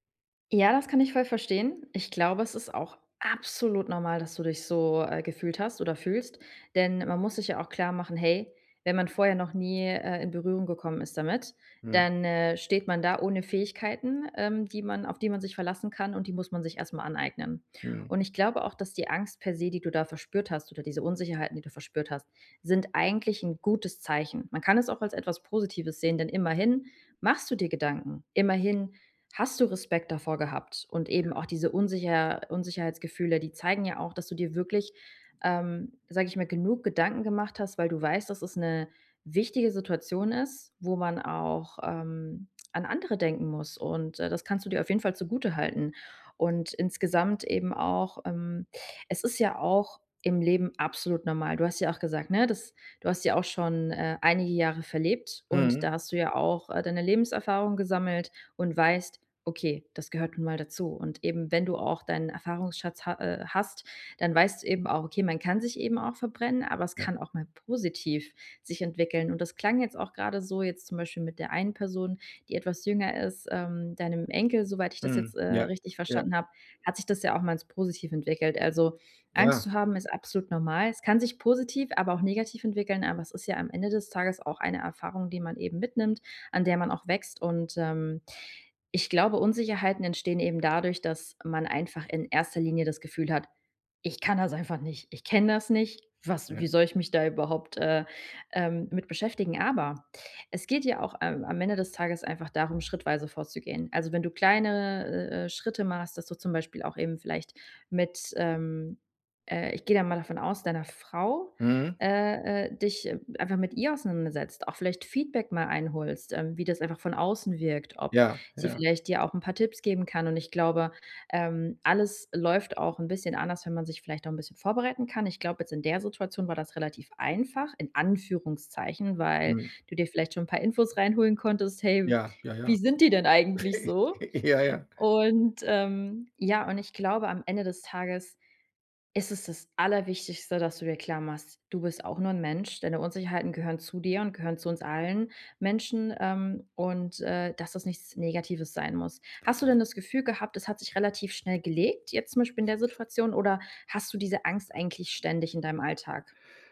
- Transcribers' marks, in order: stressed: "absolut"; put-on voice: "Ich kann das einfach nicht"; chuckle; laughing while speaking: "Ja, ja"; joyful: "wie sind die denn eigentlich so?"
- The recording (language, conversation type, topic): German, advice, Wie gehe ich mit der Angst vor dem Unbekannten um?